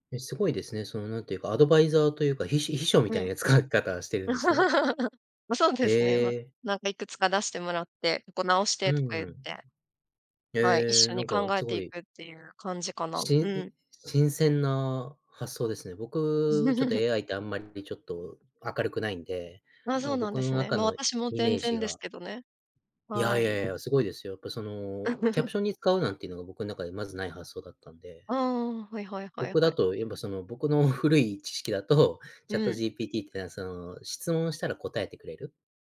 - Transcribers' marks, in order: laugh; laughing while speaking: "使い方"; chuckle; tapping; chuckle; laughing while speaking: "僕の古い知識だと"
- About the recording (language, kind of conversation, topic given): Japanese, podcast, 普段、どのような場面でAIツールを使っていますか？